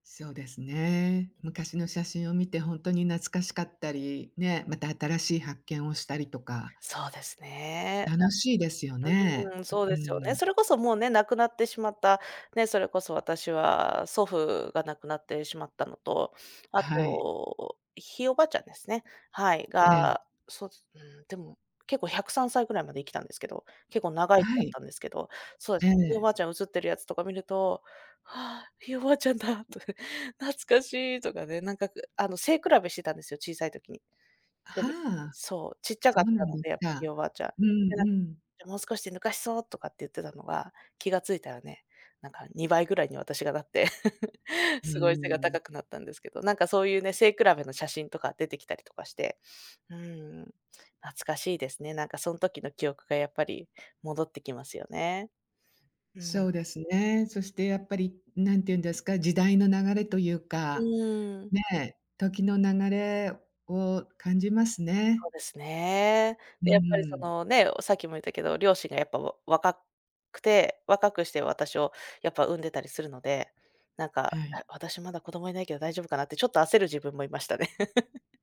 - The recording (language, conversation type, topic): Japanese, podcast, 家族の昔の写真を見ると、どんな気持ちになりますか？
- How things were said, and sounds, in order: laughing while speaking: "なって"; chuckle; chuckle